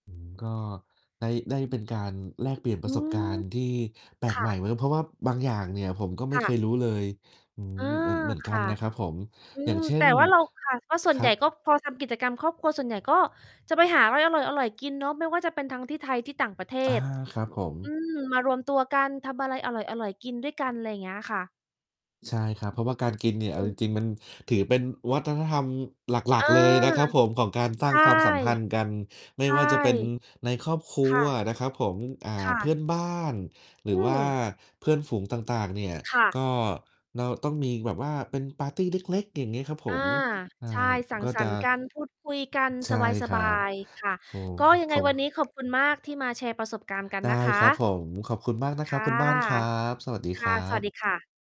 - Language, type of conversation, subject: Thai, unstructured, ครอบครัวของคุณชอบทำอะไรร่วมกันในวันหยุด?
- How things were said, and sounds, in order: distorted speech; other background noise; tapping